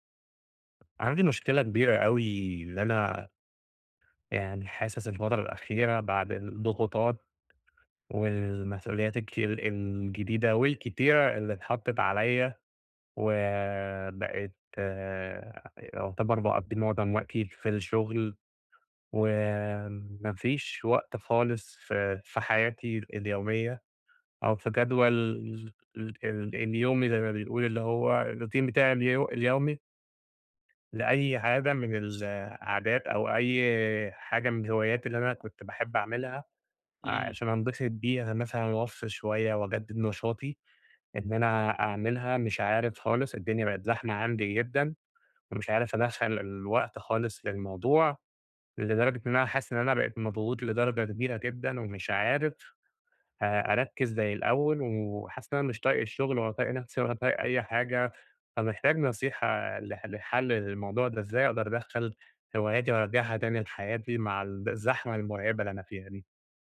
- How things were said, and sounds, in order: tapping; in English: "الروتين"
- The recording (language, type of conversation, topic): Arabic, advice, إزاي ألاقي وقت لهواياتي مع جدول شغلي المزدحم؟
- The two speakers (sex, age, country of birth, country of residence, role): male, 25-29, Egypt, Egypt, advisor; male, 30-34, Egypt, Egypt, user